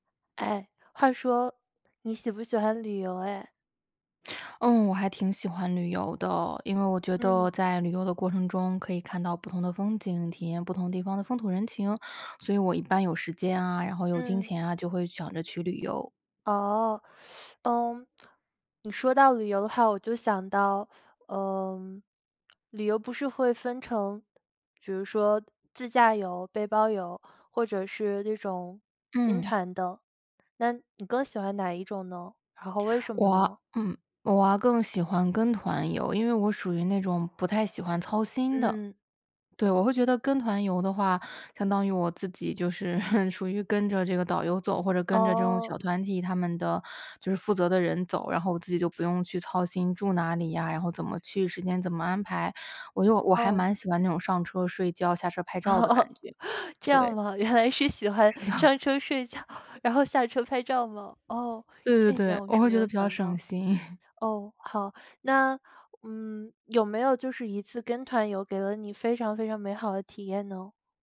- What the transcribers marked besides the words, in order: teeth sucking; chuckle; laugh; laughing while speaking: "这样吗？原来是喜欢上车睡觉，然后下车拍照吗？"; laughing while speaking: "的"; chuckle
- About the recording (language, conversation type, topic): Chinese, podcast, 你更倾向于背包游还是跟团游，为什么？